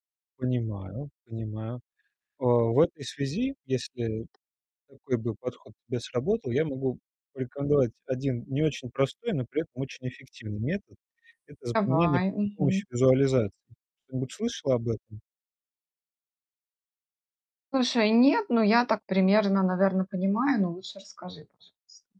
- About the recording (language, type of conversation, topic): Russian, advice, Как говорить ясно и кратко во время выступлений перед группой, без лишних слов?
- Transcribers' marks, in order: distorted speech